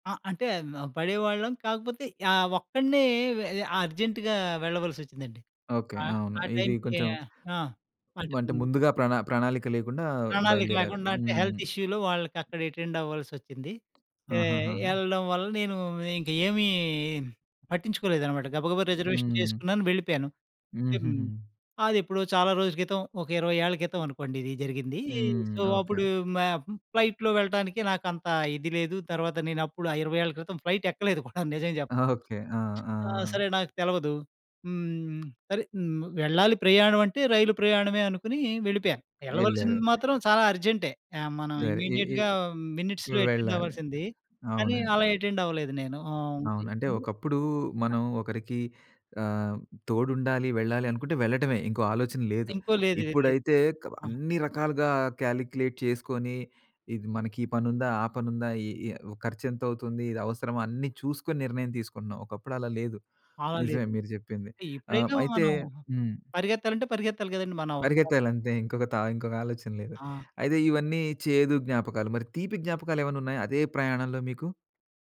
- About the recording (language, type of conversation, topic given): Telugu, podcast, ప్రయాణం నీకు నేర్పించిన అతి పెద్ద పాఠం ఏది?
- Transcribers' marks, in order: in English: "అ అర్జెంట్‌గా"; in English: "టైమ్‌కి"; other background noise; in English: "హెల్త్ ఇష్యూలో"; in English: "అటెండ్"; tapping; in English: "రిజర్వేషన్"; in English: "సో"; in English: "ఫ్లైట్‌లో"; in English: "ఫ్లైట్"; giggle; other noise; in English: "ఇమ్మీడియేట్‌గా మినిట్స్‌లో యటెండ్"; in English: "యటెండ్"; in English: "కాలిక్యులేట్"